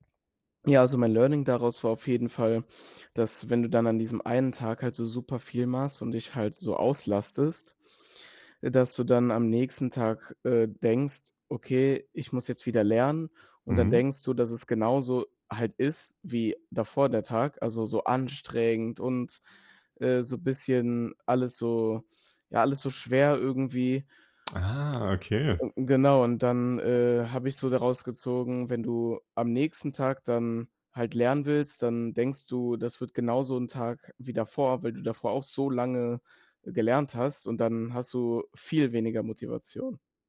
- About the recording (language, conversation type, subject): German, podcast, Wie findest du im Alltag Zeit zum Lernen?
- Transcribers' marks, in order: put-on voice: "so anstrengend"; joyful: "Ah, okay"; other noise